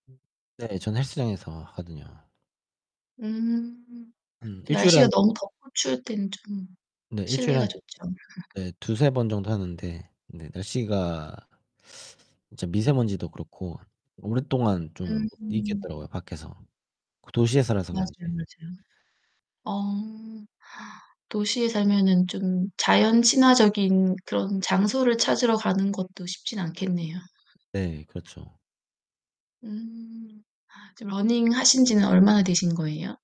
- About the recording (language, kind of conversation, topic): Korean, unstructured, 운동을 하면서 가장 즐거웠던 순간은 언제였나요?
- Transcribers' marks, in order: other background noise; laugh; tapping; distorted speech; static